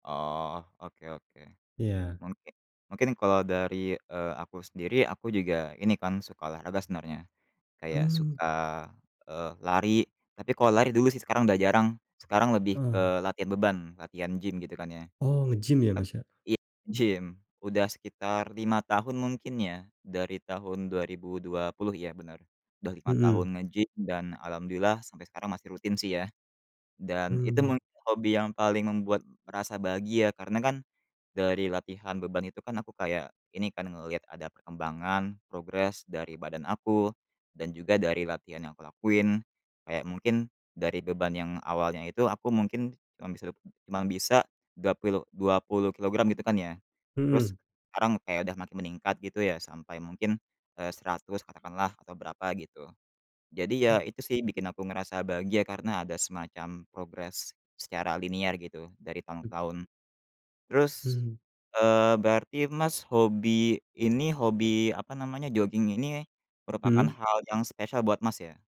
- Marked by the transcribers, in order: none
- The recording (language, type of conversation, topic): Indonesian, unstructured, Hobi apa yang paling membuat kamu merasa bahagia?